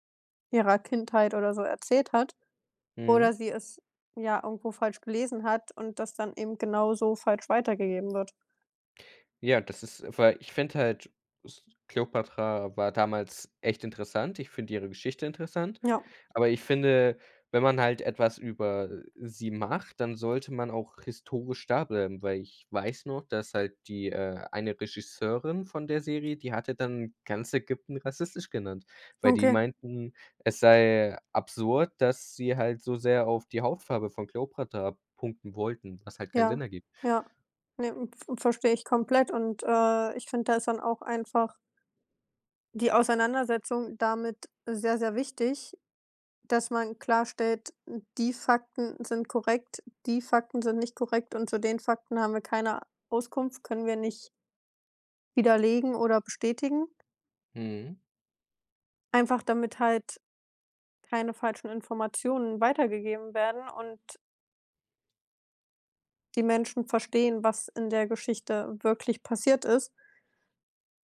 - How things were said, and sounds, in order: other background noise
- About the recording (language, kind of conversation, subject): German, unstructured, Was ärgert dich am meisten an der Art, wie Geschichte erzählt wird?
- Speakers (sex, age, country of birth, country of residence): female, 25-29, Germany, Germany; male, 18-19, Germany, Germany